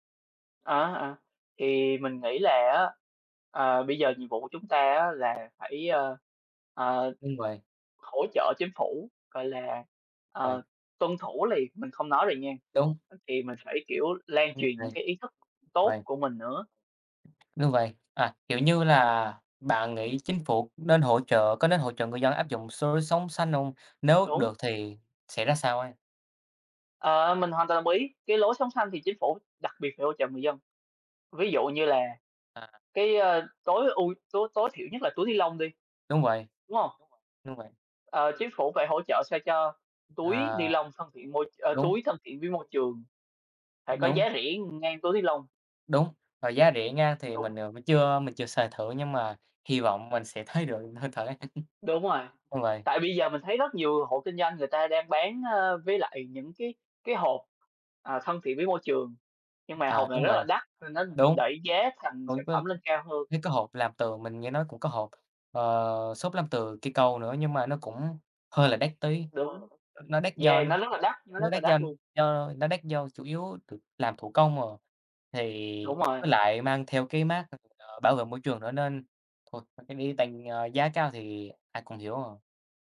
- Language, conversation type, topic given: Vietnamese, unstructured, Chính phủ cần làm gì để bảo vệ môi trường hiệu quả hơn?
- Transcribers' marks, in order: other background noise; tapping; chuckle; "đó" said as "ní"